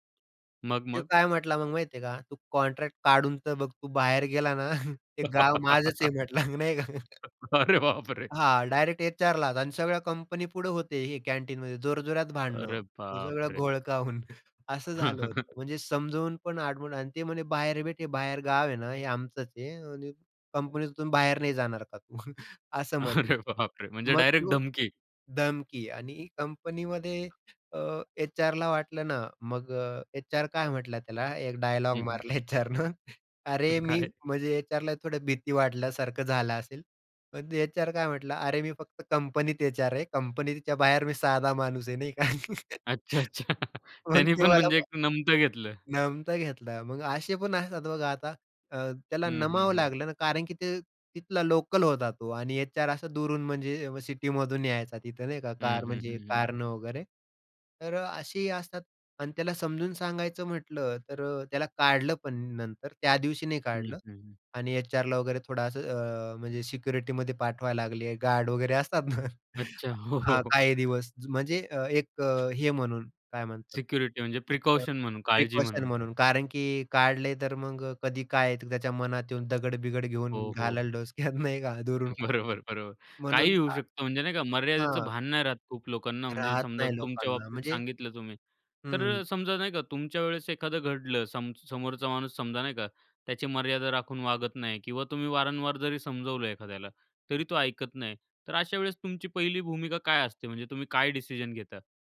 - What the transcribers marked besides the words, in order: tapping; laugh; laughing while speaking: "अरे बापरे!"; chuckle; laughing while speaking: "नाही का?"; chuckle; laughing while speaking: "अरे, बापरे!"; chuckle; laughing while speaking: "एचआरनं"; laughing while speaking: "पण काय?"; laughing while speaking: "अच्छा, अच्छा"; chuckle; laughing while speaking: "हो, हो, हो"; laughing while speaking: "ना"; chuckle; other background noise; in English: "प्रीकॉशन"; in English: "प्रिकॉशन"; laughing while speaking: "बरोबर, बरोबर"; "डोक्यात" said as "डोसक्यात"; laughing while speaking: "नाही का"; unintelligible speech
- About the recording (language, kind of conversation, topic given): Marathi, podcast, एखाद्याने तुमची मर्यादा ओलांडली तर तुम्ही सर्वात आधी काय करता?